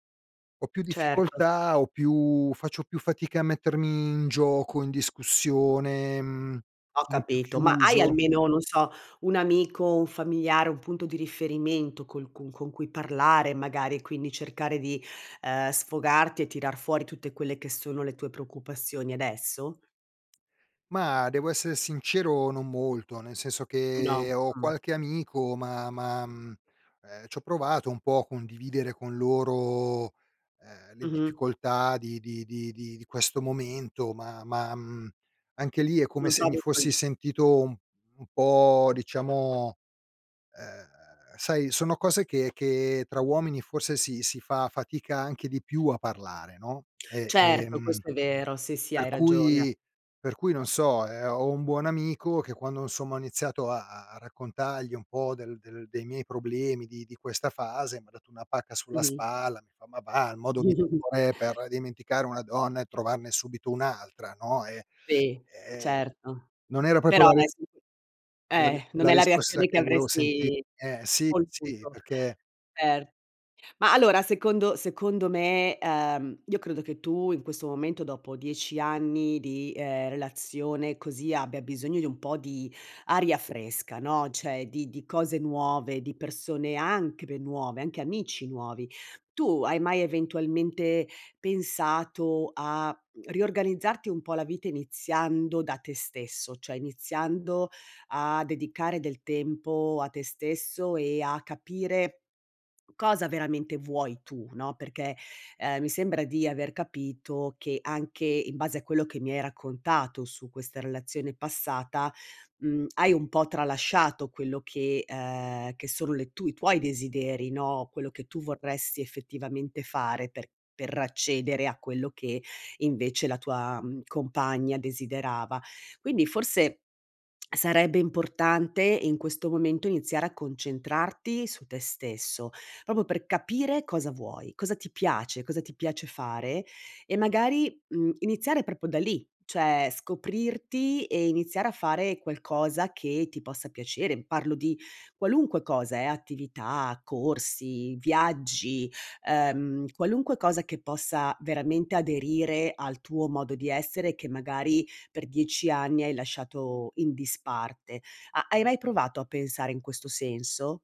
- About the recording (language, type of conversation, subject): Italian, advice, Come posso recuperare l’autostima dopo una relazione tossica?
- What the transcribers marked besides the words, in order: tapping; "insomma" said as "nsomma"; "raccontargli" said as "raccontagli"; chuckle; "proprio" said as "propo"; "cioè" said as "ceh"; "cioè" said as "ceh"; "proprio" said as "popo"; "proprio" said as "propo"